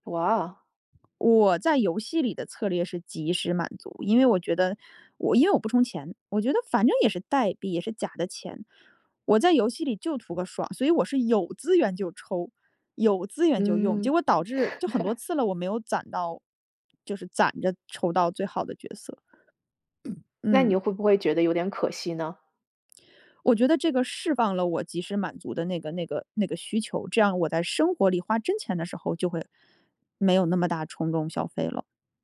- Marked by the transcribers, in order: chuckle; tapping
- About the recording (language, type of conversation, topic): Chinese, podcast, 你怎样教自己延迟满足？